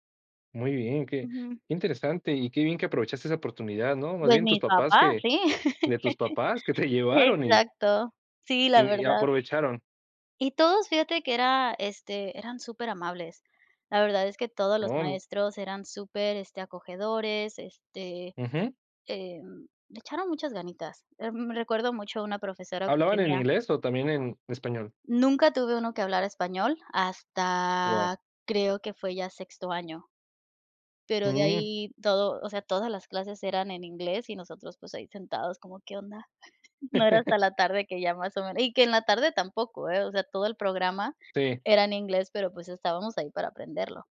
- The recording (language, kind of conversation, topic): Spanish, podcast, ¿Cómo recuerdas tu etapa escolar y qué te marcó más?
- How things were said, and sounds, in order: laugh; laughing while speaking: "que"; unintelligible speech; drawn out: "hasta"; chuckle; laugh